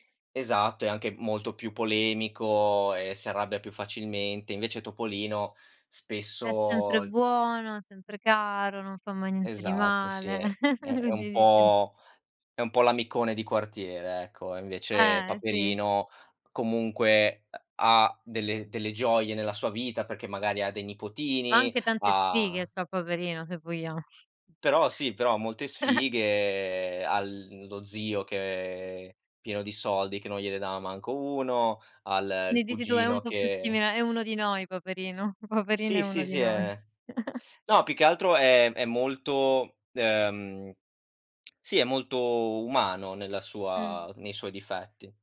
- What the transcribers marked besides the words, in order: other background noise; chuckle; giggle; "Quindi" said as "ndi"; laughing while speaking: "Paperino"; chuckle
- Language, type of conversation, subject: Italian, podcast, Cosa rende un personaggio davvero indimenticabile?